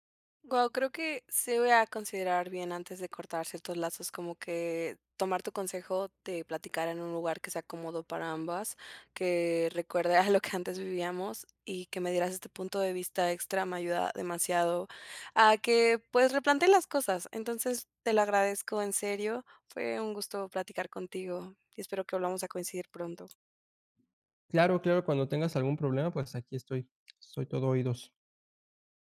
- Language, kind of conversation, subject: Spanish, advice, ¿Cómo puedo equilibrar lo que doy y lo que recibo en mis amistades?
- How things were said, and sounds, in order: chuckle; other background noise